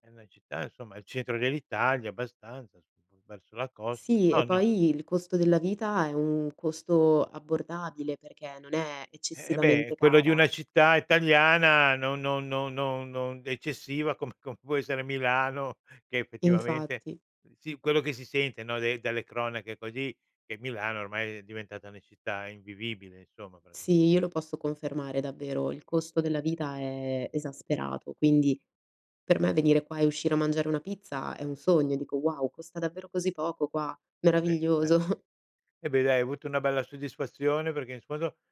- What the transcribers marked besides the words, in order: unintelligible speech; laughing while speaking: "come come può essere Milano"; chuckle; "infondo" said as "isfoso"
- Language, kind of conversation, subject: Italian, podcast, Raccontami di una volta che hai rischiato e ne è valsa la pena?